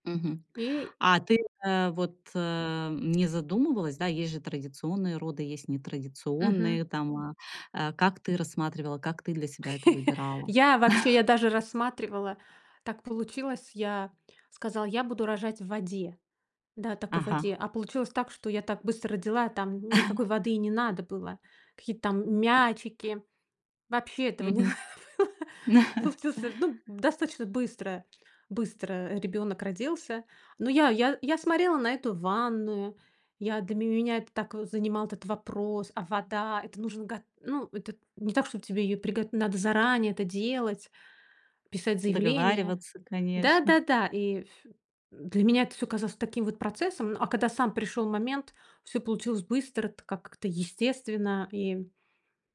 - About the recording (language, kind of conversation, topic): Russian, podcast, В какой момент в твоей жизни произошли сильные перемены?
- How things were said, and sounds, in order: tapping; other background noise; chuckle; laugh; laughing while speaking: "не надо было"; chuckle